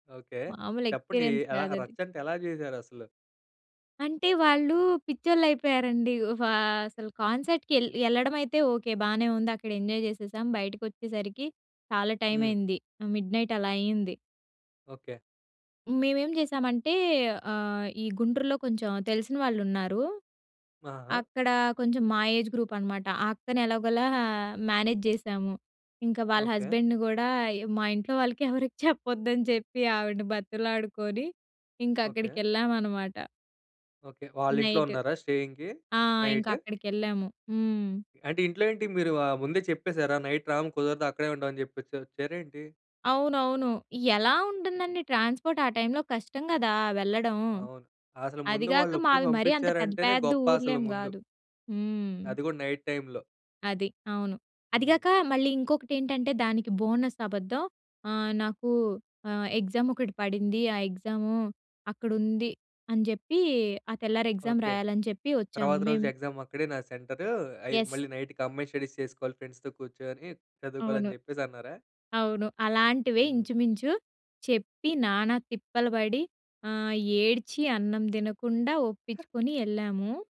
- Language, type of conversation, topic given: Telugu, podcast, జనం కలిసి పాడిన అనుభవం మీకు గుర్తుందా?
- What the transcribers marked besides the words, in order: in English: "ఎక్స్‌పి‌రియన్స్"; in English: "కాన్సర్ట్‌కి"; in English: "ఎంజాయ్"; in English: "మిడ్‌నైట్"; in English: "ఏజ్"; in English: "మేనేజ్"; tapping; in English: "హస్బెండ్‌ని"; laughing while speaking: "ఎవరికీ చెప్పొద్దని చెప్పి ఆవిడని బతిమలాడుకొని"; in English: "స్టేయింగ్‌కి నైట్?"; in English: "నైట్"; in English: "ట్రాన్స్‌పోర్ట్"; in English: "నైట్"; in English: "బోనస్"; in English: "ఎగ్జామ్"; in English: "ఎగ్జామ్"; in English: "యెస్"; in English: "కంబైన్ స్టడీస్"; in English: "ఫ్రెండ్స్‌తో"; other noise